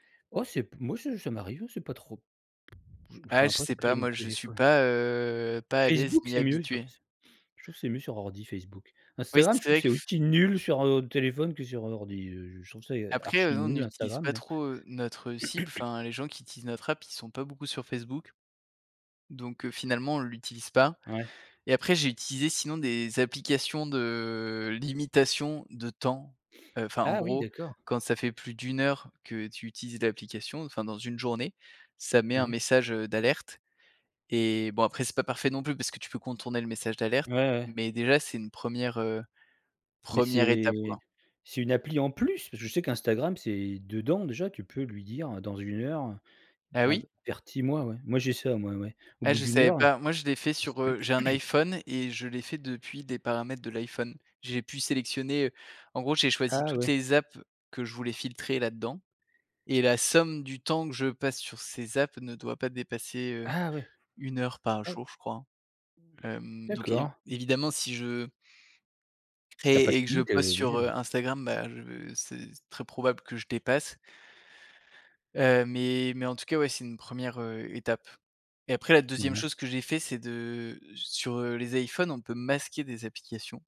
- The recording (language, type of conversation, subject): French, podcast, Comment limites-tu les distractions quand tu travailles à la maison ?
- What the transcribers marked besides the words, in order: other background noise; stressed: "nul"; throat clearing; cough; unintelligible speech